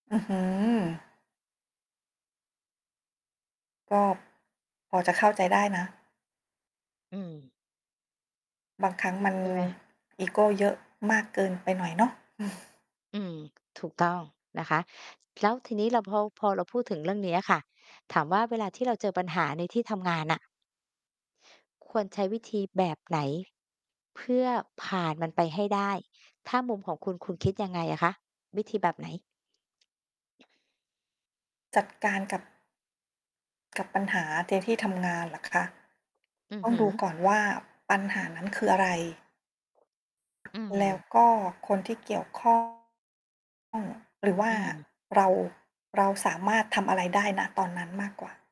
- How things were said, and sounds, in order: static; tapping; other background noise; chuckle; distorted speech
- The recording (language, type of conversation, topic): Thai, unstructured, คุณคิดว่าสิ่งที่สำคัญที่สุดในที่ทำงานคืออะไร?